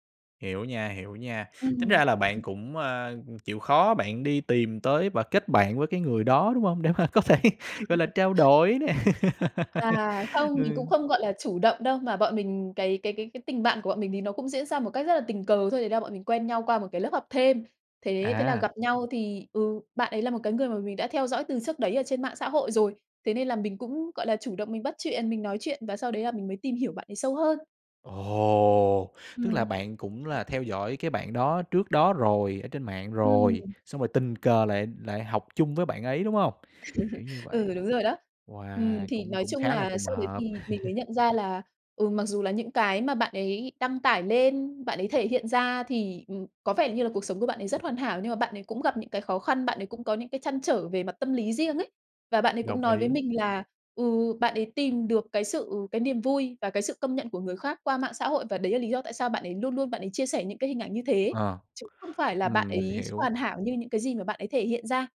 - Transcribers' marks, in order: other background noise; tapping; laugh; laughing while speaking: "mà có thể"; laughing while speaking: "nè"; laugh; laugh; laugh
- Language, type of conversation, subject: Vietnamese, podcast, Bạn làm sao để không so sánh bản thân với người khác trên mạng?